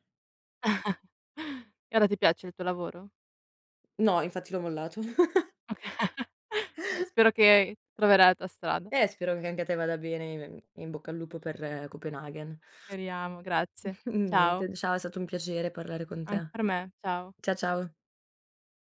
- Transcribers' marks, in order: chuckle; laugh; laughing while speaking: "Oka"; chuckle; "Speriamo" said as "eriamo"; chuckle; laughing while speaking: "Niente"
- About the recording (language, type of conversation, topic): Italian, unstructured, È giusto giudicare un ragazzo solo in base ai voti?